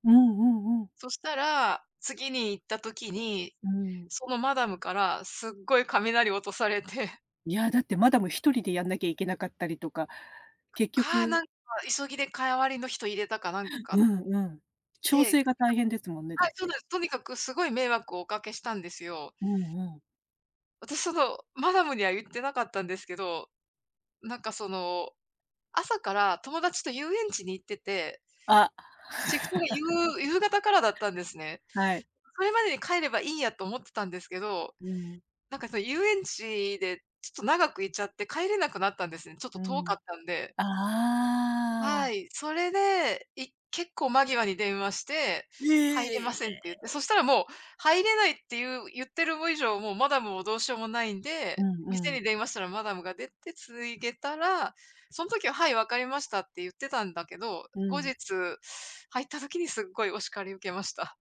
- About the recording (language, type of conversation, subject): Japanese, unstructured, 初めてアルバイトをしたとき、どんなことを学びましたか？
- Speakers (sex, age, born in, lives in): female, 55-59, Japan, United States; female, 55-59, Japan, United States
- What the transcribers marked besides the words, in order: tapping; unintelligible speech; other background noise; chuckle; drawn out: "ああ"; surprised: "ええ"